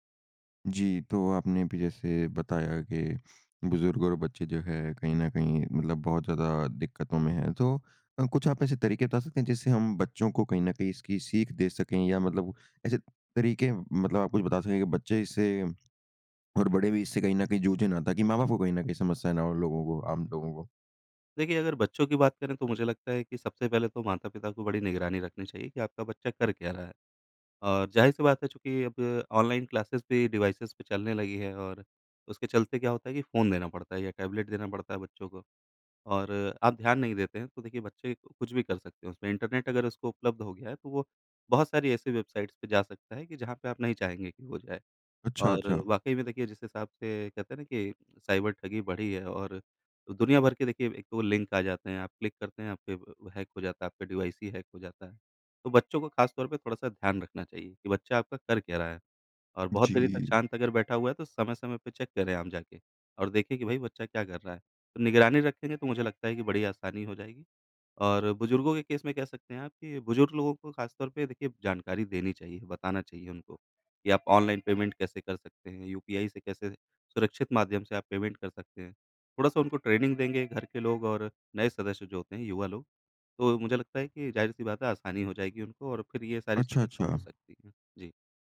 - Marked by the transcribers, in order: other background noise; in English: "क्लासेज़"; in English: "डिवाइसेज़"; in English: "क्लिक"; in English: "डिवाइस"; alarm; in English: "पेमेंट"; in English: "पेमेंट"
- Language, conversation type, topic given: Hindi, podcast, ऑनलाइन भुगतान करते समय आप कौन-कौन सी सावधानियाँ बरतते हैं?